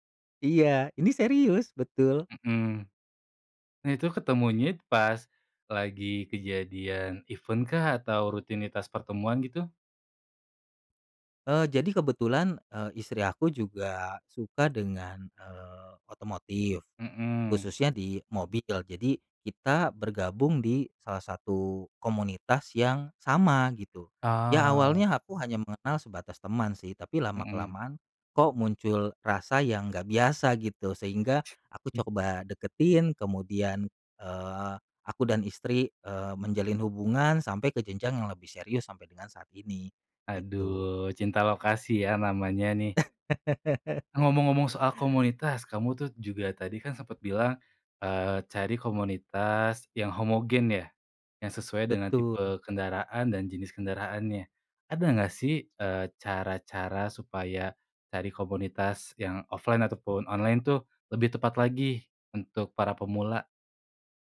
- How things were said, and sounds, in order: "ketemunya" said as "ketemunyit"; in English: "event-kah"; other background noise; chuckle; in English: "offline"
- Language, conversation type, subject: Indonesian, podcast, Tips untuk pemula yang ingin mencoba hobi ini